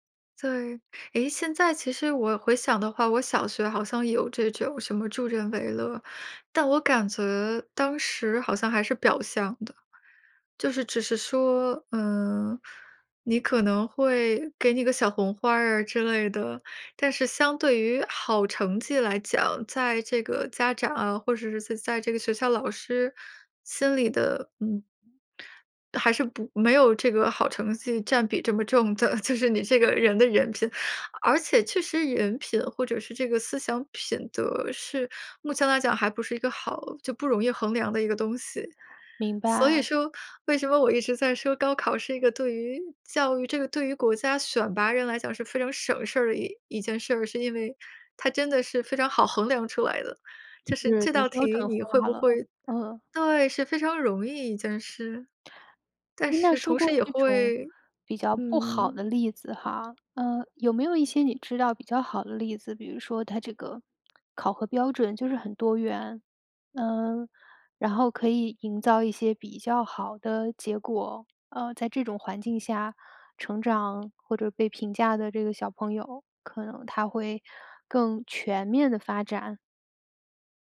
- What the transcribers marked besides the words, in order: laughing while speaking: "的，就是你"; other background noise
- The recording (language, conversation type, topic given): Chinese, podcast, 你怎么看待考试和测验的作用？